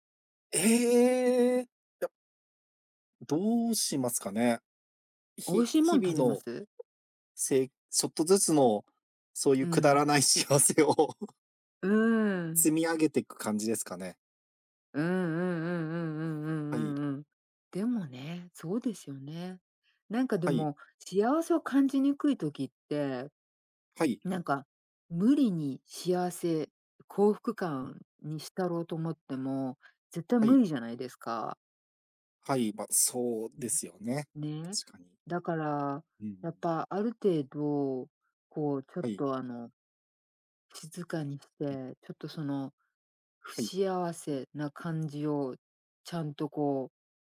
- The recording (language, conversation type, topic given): Japanese, unstructured, 幸せを感じるのはどんなときですか？
- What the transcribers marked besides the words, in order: drawn out: "ええ"; unintelligible speech; laughing while speaking: "幸せを"; other background noise; other noise